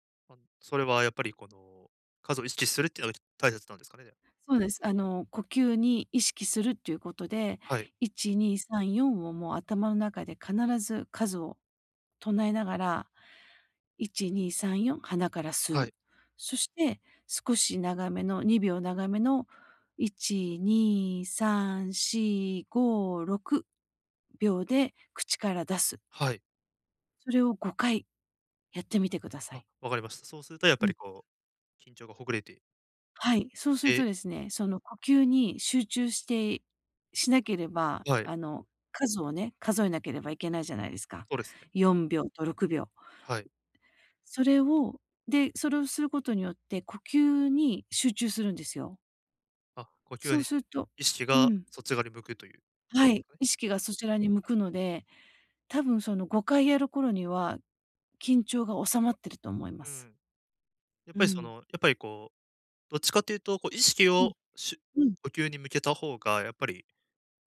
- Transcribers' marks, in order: none
- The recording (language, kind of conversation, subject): Japanese, advice, 人前で話すときに自信を高めるにはどうすればよいですか？